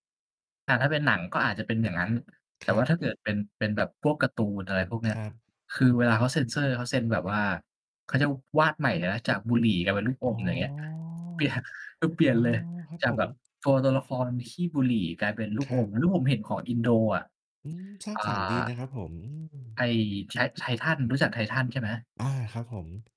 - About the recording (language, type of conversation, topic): Thai, unstructured, คุณมีความคิดเห็นอย่างไรเกี่ยวกับการเซ็นเซอร์ในภาพยนตร์ไทย?
- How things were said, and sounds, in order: distorted speech; drawn out: "อ๋อ"; tapping; laughing while speaking: "เปลี่ยน"; other background noise